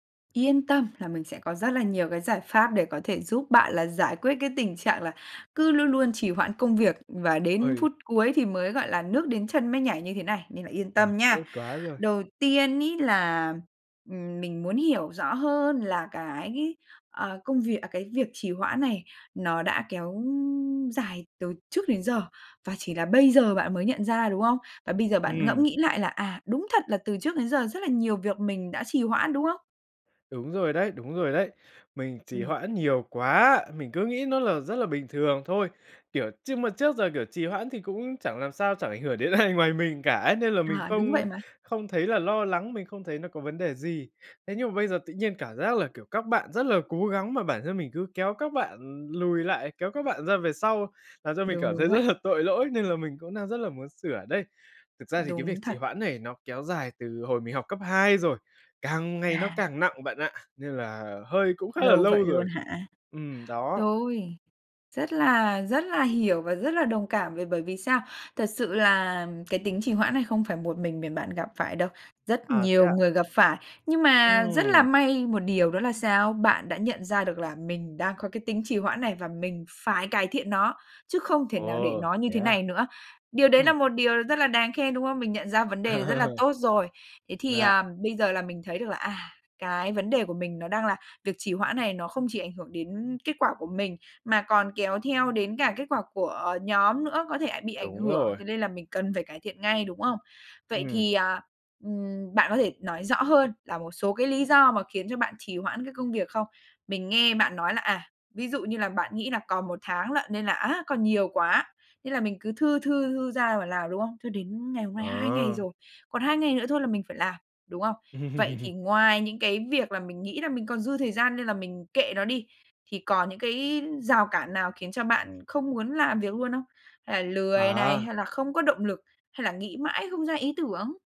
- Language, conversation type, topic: Vietnamese, advice, Làm thế nào để tránh trì hoãn công việc khi tôi cứ để đến phút cuối mới làm?
- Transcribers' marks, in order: laughing while speaking: "ai ngoài mình cả ấy"; laughing while speaking: "cảm thấy rất là tội lỗi"; laugh; laugh